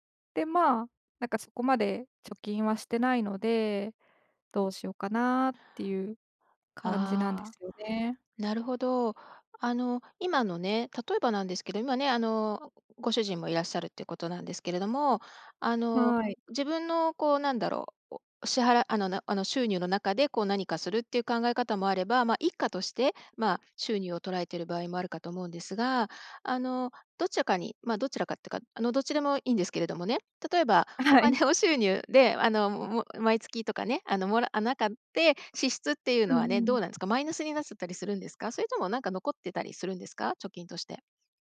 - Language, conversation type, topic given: Japanese, advice, 将来のためのまとまった貯金目標が立てられない
- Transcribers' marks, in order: laughing while speaking: "あ、はい"